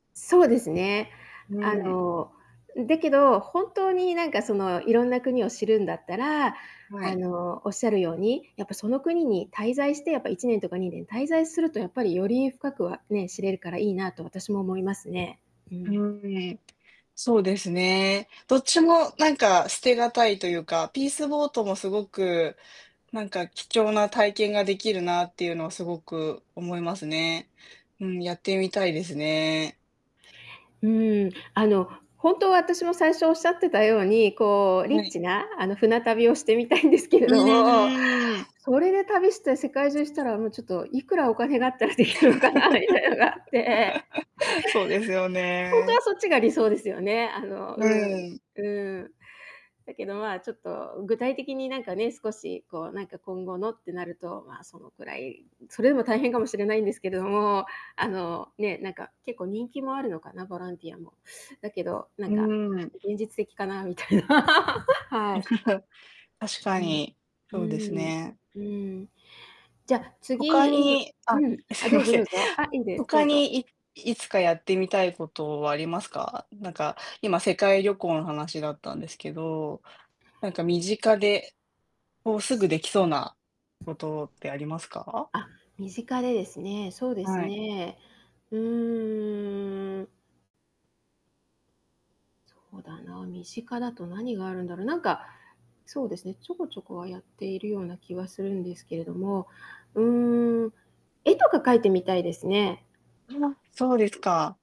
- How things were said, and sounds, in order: static; distorted speech; other background noise; unintelligible speech; laughing while speaking: "してみたいんですけれども"; laugh; laughing while speaking: "できるのかなみたいのがあって"; tapping; laughing while speaking: "現実的かなみたいな"; chuckle; unintelligible speech; laughing while speaking: "すみません"
- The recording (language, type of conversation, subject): Japanese, unstructured, いつか挑戦してみたいことは何ですか？